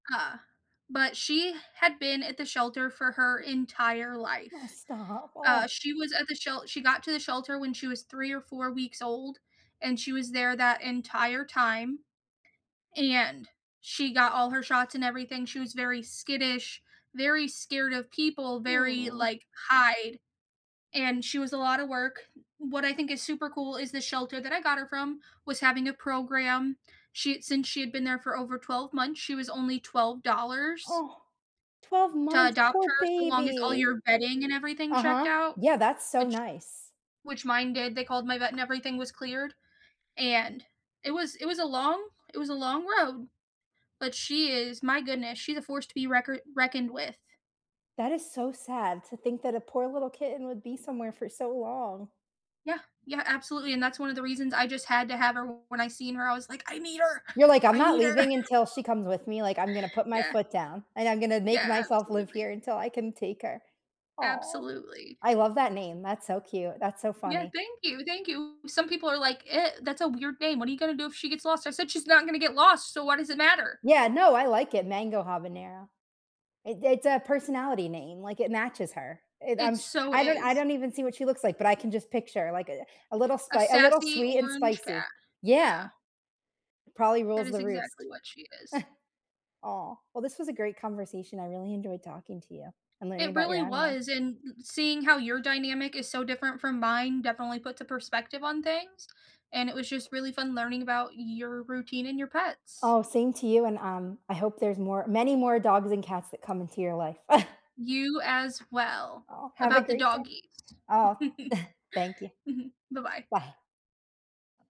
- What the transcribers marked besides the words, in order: drawn out: "Mm"; other background noise; put-on voice: "I need her. I need her"; chuckle; chuckle; tapping; chuckle; chuckle
- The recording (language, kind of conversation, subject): English, unstructured, How do you share pet care responsibilities at home, and what routines keep everyone happy?
- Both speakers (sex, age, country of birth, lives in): female, 30-34, United States, United States; female, 30-34, United States, United States